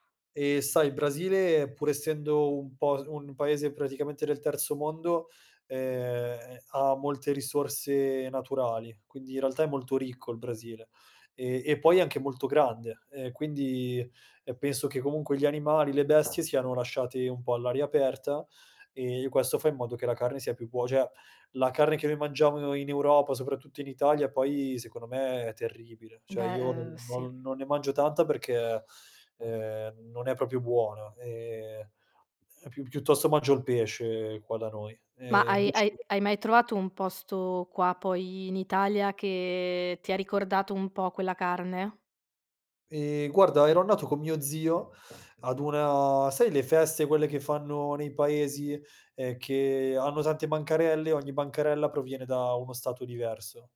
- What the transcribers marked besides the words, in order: none
- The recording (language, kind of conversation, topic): Italian, podcast, Hai mai partecipato a una cena in una famiglia locale?